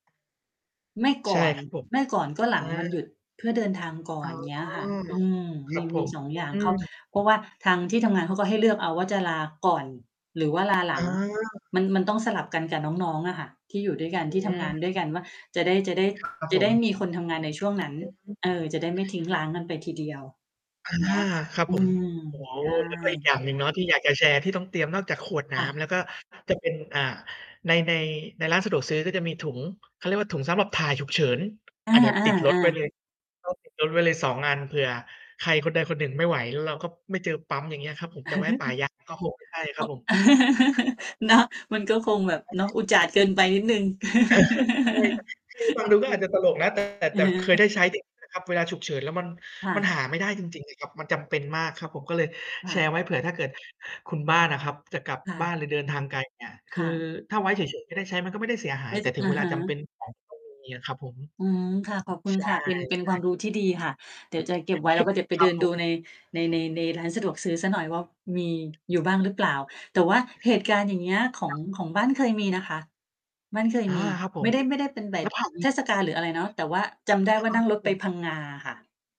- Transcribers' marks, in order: distorted speech; other background noise; tapping; mechanical hum; chuckle; laugh; unintelligible speech
- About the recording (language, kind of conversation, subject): Thai, unstructured, คุณคิดถึงเทศกาลหรือวันหยุดแบบไหนมากที่สุด?